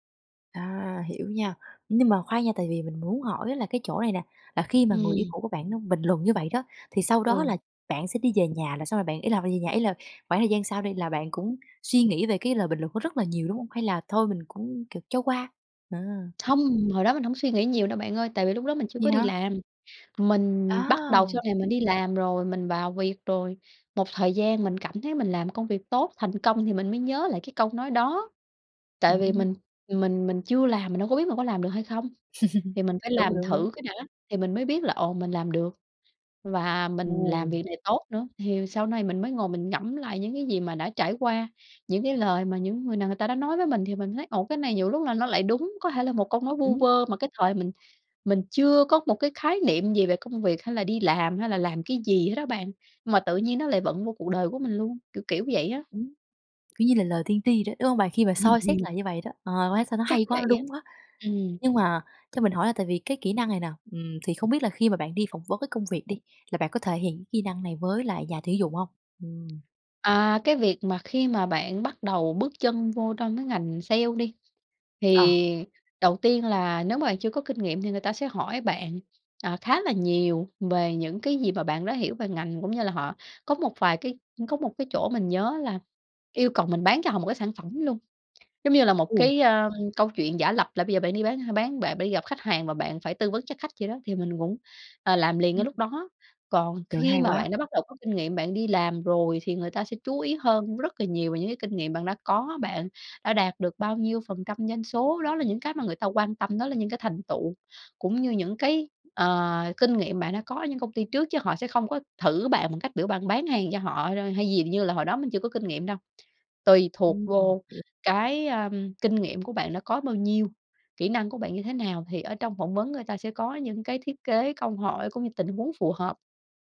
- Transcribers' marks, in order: tapping; other background noise; laugh; laugh
- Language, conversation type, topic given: Vietnamese, podcast, Bạn biến kỹ năng thành cơ hội nghề nghiệp thế nào?